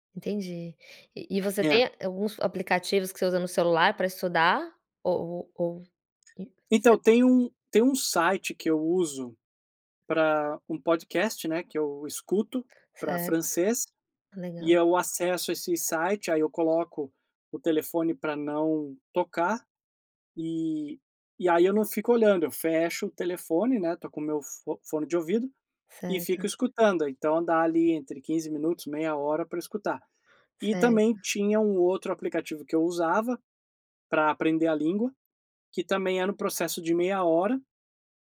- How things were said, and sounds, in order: none
- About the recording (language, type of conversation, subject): Portuguese, podcast, Como o celular te ajuda ou te atrapalha nos estudos?